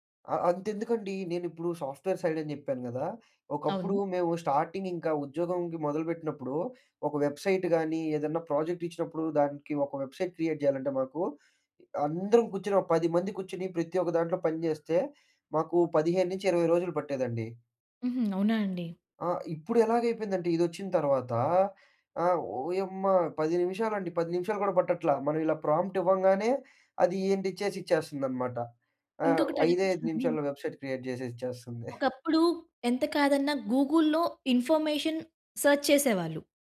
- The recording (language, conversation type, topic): Telugu, podcast, సోషల్ మీడియాలో చూపుబాటలు మీ ఎంపికలను ఎలా మార్చేస్తున్నాయి?
- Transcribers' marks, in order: in English: "సాఫ్ట్‌వేర్"; in English: "వెబ్సైట్ క్రియేట్"; other background noise; tapping; in English: "ప్రాంప్ట్"; in English: "వెబ్‌సైట్ క్రియేట్"; in English: "గూగుల్‌లో ఇన్ఫర్మేషన్ సెర్చ్"